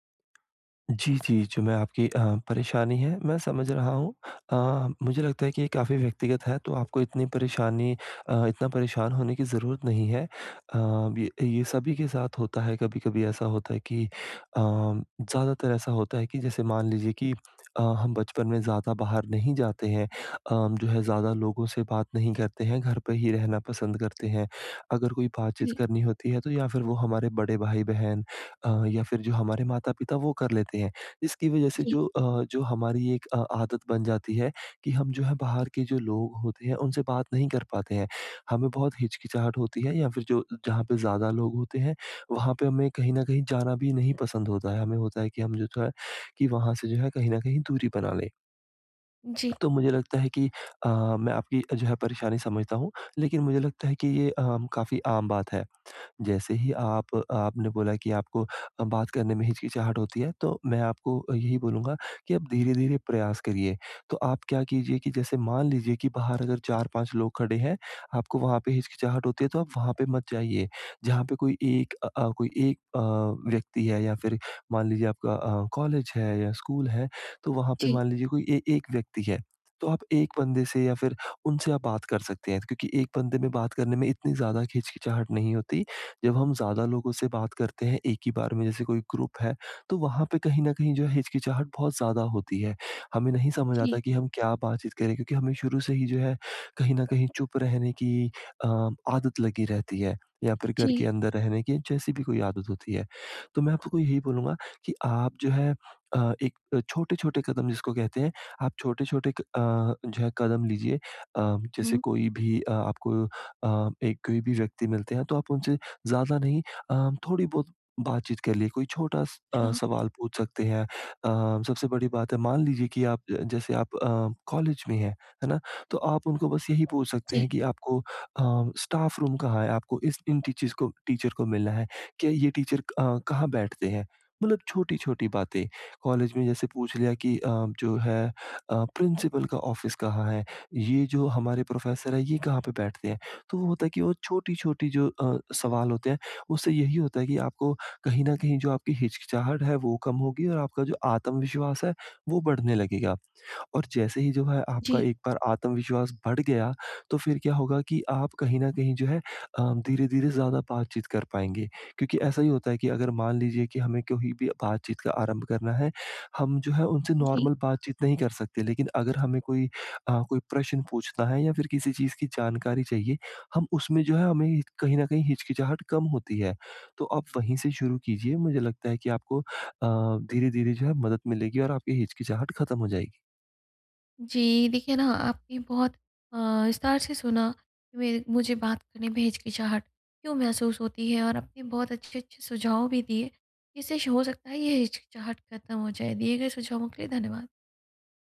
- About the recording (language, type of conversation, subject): Hindi, advice, मैं बातचीत शुरू करने में हिचकिचाहट कैसे दूर करूँ?
- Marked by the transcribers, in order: other background noise; tapping; in English: "ग्रुप"; in English: "स्टाफ रूम"; in English: "टीचर"; in English: "टीचर"; in English: "प्रिंसिपल"; in English: "ऑफ़िस"; in English: "प्रोफ़ेसर"; in English: "नॉर्मल"